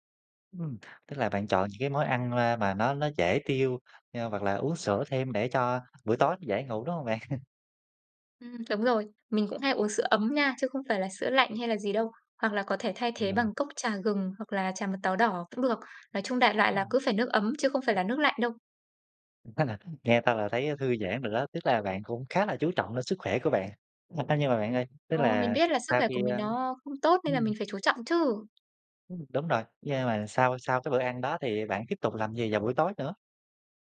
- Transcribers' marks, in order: tapping; laugh; other background noise; laugh
- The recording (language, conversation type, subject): Vietnamese, podcast, Buổi tối thư giãn lý tưởng trong ngôi nhà mơ ước của bạn diễn ra như thế nào?